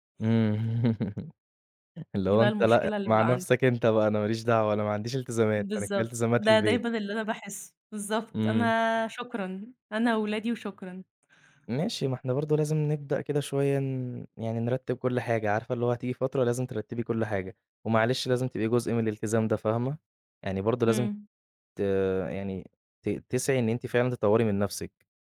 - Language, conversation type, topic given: Arabic, advice, إزاي أقدر أتعامل مع قلقي المستمر من الفلوس ومستقبلي المالي؟
- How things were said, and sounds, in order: chuckle